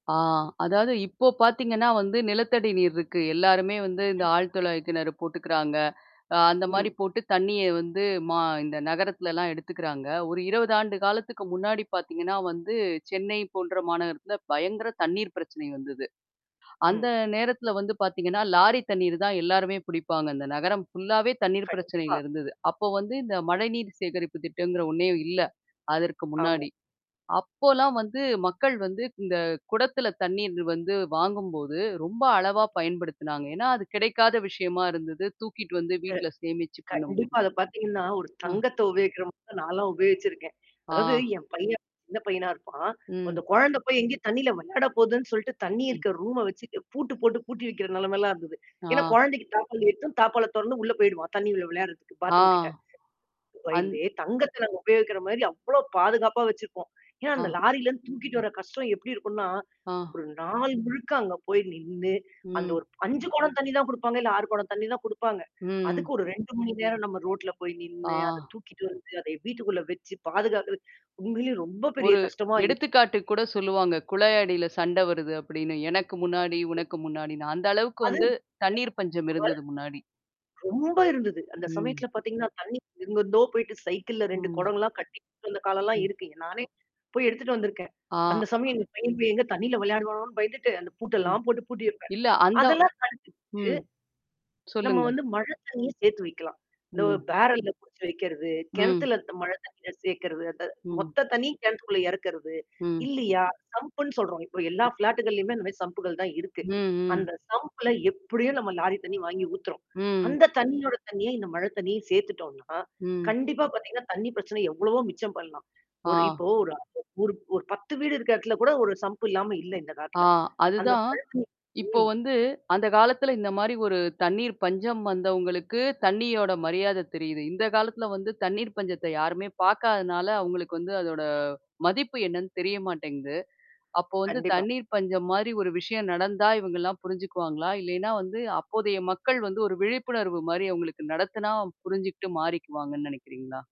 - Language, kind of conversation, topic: Tamil, podcast, நீர் மிச்சப்படுத்த எளிய வழிகள் என்னென்ன என்று சொல்கிறீர்கள்?
- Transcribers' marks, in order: tapping; other noise; distorted speech; other background noise; unintelligible speech; unintelligible speech; unintelligible speech; in English: "பேரல்ல"; in English: "சம்ப்ன்னு"; in English: "ஃப்ளாட்டுக்களையும்"; in English: "சம்ப்புகள்"; in English: "சம்ப்ள"; in English: "சம்ப்"; unintelligible speech